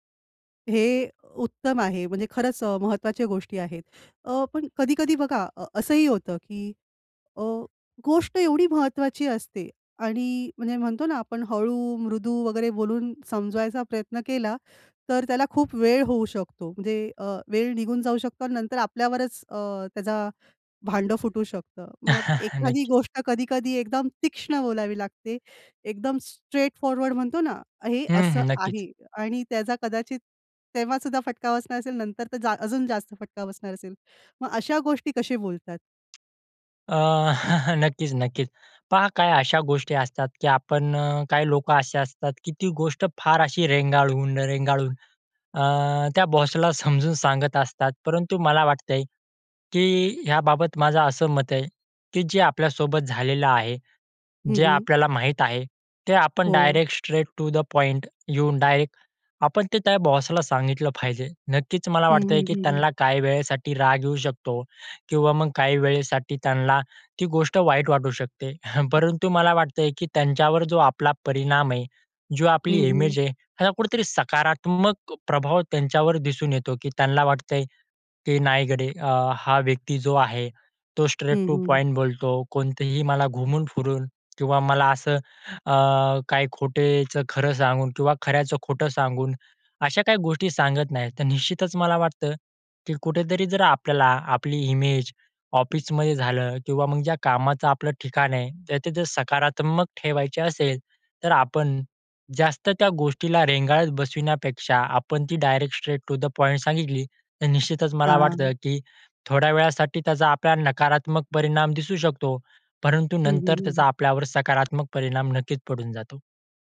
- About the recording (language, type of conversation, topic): Marathi, podcast, कामाच्या ठिकाणी नेहमी खरं बोलावं का, की काही प्रसंगी टाळावं?
- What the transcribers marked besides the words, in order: other noise; chuckle; in English: "स्ट्रेट फॉरवर्ड"; tapping; chuckle; in English: "स्ट्रेट टू द पॉइंट"; chuckle; in English: "स्ट्रेट टू पॉईंट"; in English: "स्ट्रेट टू द पॉइंट"